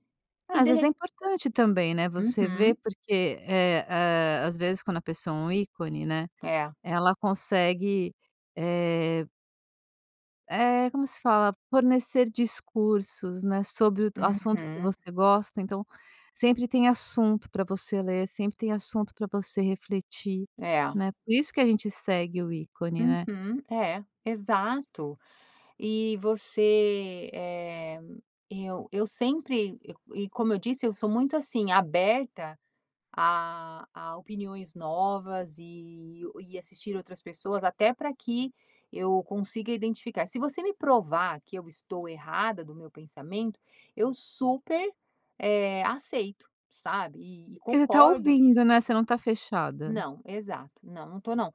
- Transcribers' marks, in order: tapping
- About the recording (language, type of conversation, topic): Portuguese, podcast, Como seguir um ícone sem perder sua identidade?